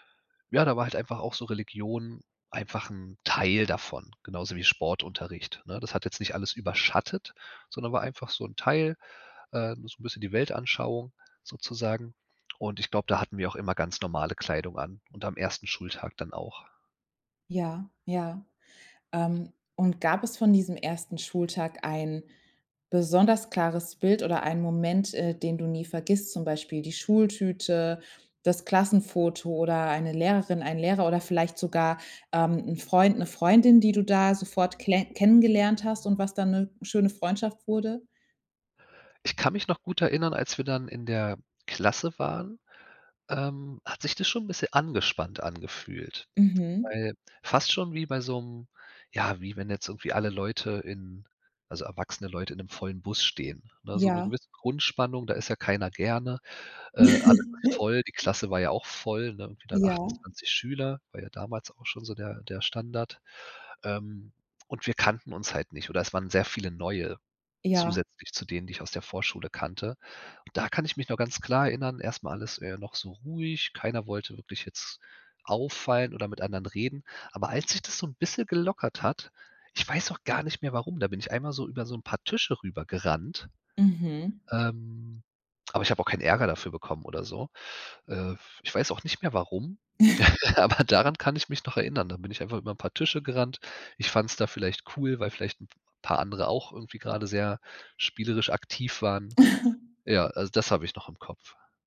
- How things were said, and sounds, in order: laugh; laugh; laughing while speaking: "aber"; laugh; laugh
- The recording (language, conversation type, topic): German, podcast, Kannst du von deinem ersten Schultag erzählen?
- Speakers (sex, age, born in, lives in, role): female, 30-34, Germany, Germany, host; male, 35-39, Germany, Germany, guest